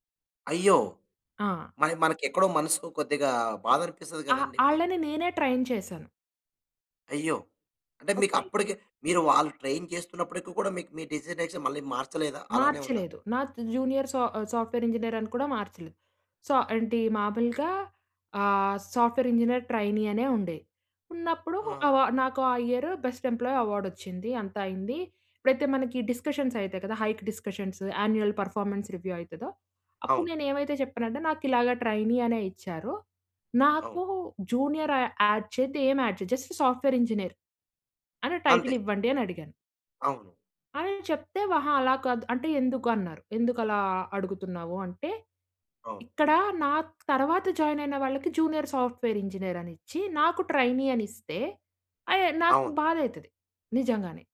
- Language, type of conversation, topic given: Telugu, podcast, ఉద్యోగ హోదా మీకు ఎంత ప్రాముఖ్యంగా ఉంటుంది?
- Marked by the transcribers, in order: in English: "ట్రైన్"; in English: "ట్రైన్"; in English: "డెసిగ్నేషన్"; in English: "జూనియర్"; in English: "సాఫ్ట్‌వేర్ ఇంజనీర్"; in English: "సో"; in English: "సాఫ్ట్‌వేర్ ఇంజనీర్ ట్రైనీ"; in English: "ఇయర్ బెస్ట్ ఎంప్లాయీ"; in English: "డిస్కషన్స్"; in English: "హైక్ డిస్కషన్స్, యాన్యుయల్ పెర్ఫార్మన్స్ రివ్యూ"; in English: "ట్రైనీ"; in English: "జూనియర్ య యాడ్"; in English: "యాడ్"; in English: "జస్ట్ సాఫ్ట్‌వేర్ ఇంజనీర్"; in English: "టైటిల్"; "అహా" said as "వహా"; in English: "జాయిన్"; in English: "జూనియర్ సాఫ్ట్‌వేర్ ఇంజనీర్"; in English: "ట్రైనీ"